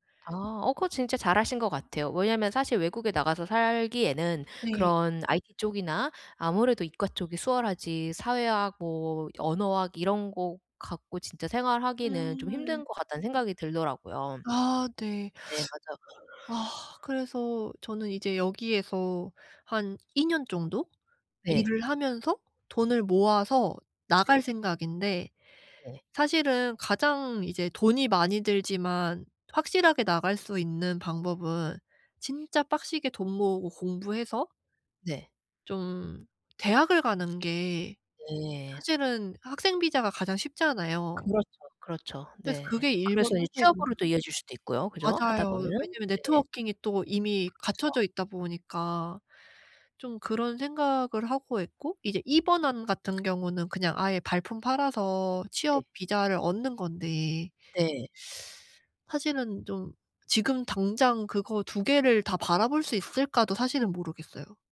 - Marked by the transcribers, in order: teeth sucking; teeth sucking
- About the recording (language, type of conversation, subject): Korean, advice, 중요한 인생 선택을 할 때 기회비용과 후회를 어떻게 최소화할 수 있을까요?